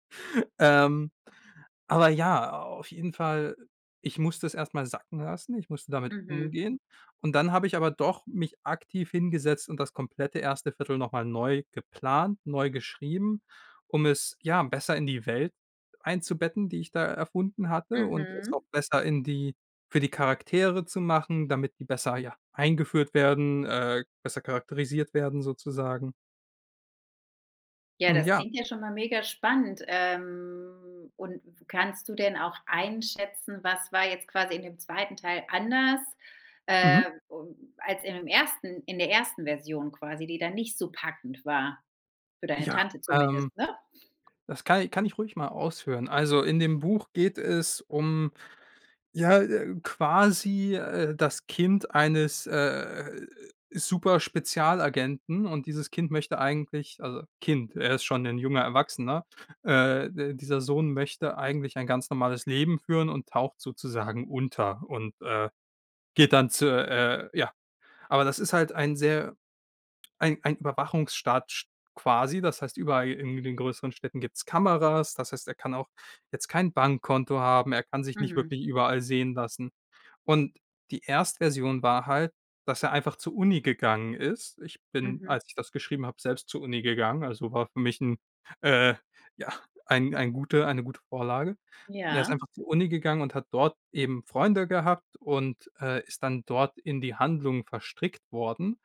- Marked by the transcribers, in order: none
- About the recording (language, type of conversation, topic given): German, podcast, Was macht eine fesselnde Geschichte aus?